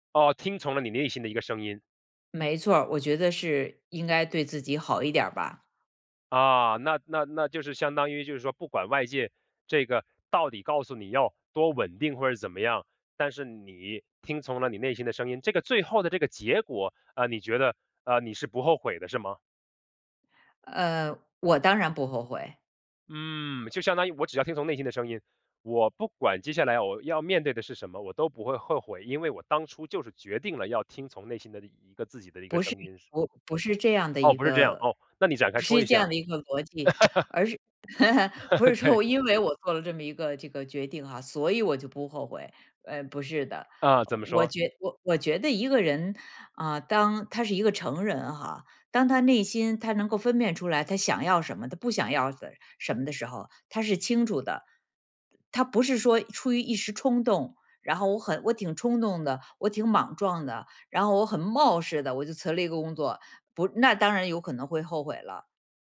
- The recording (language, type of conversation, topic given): Chinese, podcast, 你如何辨别内心的真实声音？
- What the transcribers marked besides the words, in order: laugh